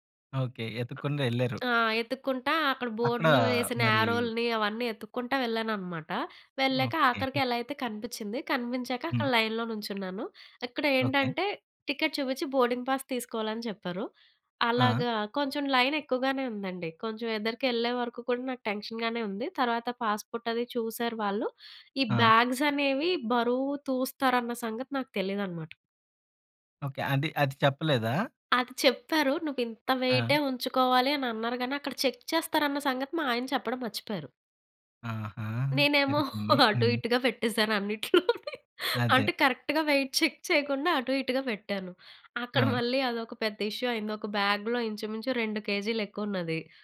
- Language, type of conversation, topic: Telugu, podcast, నువ్వు ఒంటరిగా చేసిన మొదటి ప్రయాణం గురించి చెప్పగలవా?
- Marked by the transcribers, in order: other noise; other background noise; in English: "లైన్‌లో"; in English: "టికెట్"; in English: "బోర్డింగ్ పాస్"; in English: "టెన్షగానే"; in English: "పాస్‌పోర్ట్"; tapping; in English: "చెక్"; laughing while speaking: "నేనేమో అటూ ఇటుగా పెట్టేశాను అన్నిటిలోని. అంటే, కరక్ట్‌గా వెయిట్ చెక్ చెయ్యకుండా"; in English: "కరక్ట్‌గా వెయిట్ చెక్"; in English: "ఇష్యూ"; in English: "బ్యాగ్‌లో"